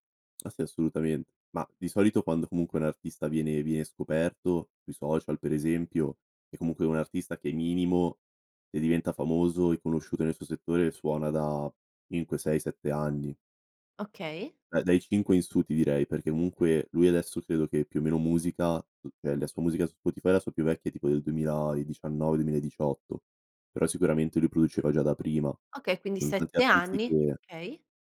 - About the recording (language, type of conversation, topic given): Italian, podcast, Come scegli la nuova musica oggi e quali trucchi usi?
- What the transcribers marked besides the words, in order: "comunque" said as "munque"; "okay" said as "kay"